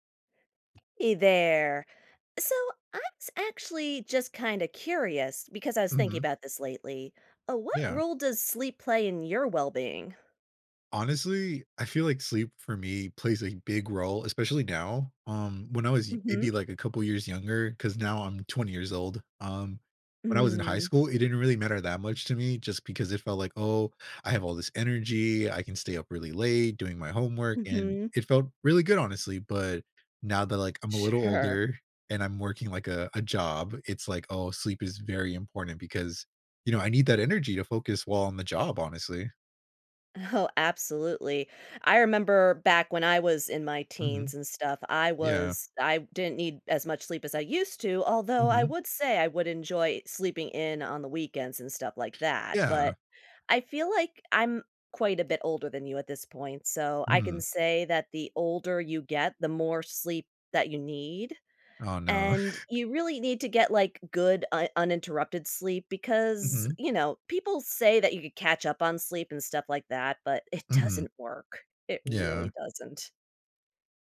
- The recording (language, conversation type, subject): English, unstructured, How can I use better sleep to improve my well-being?
- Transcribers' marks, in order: tapping; laughing while speaking: "Sure"; laughing while speaking: "Oh"; other background noise; chuckle